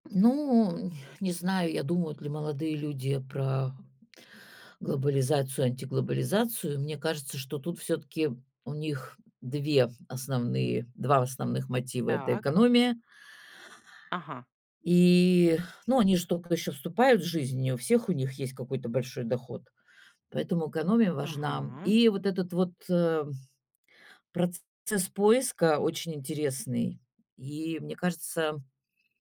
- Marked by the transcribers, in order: none
- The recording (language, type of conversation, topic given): Russian, podcast, Что вы думаете о секонд-хенде и винтаже?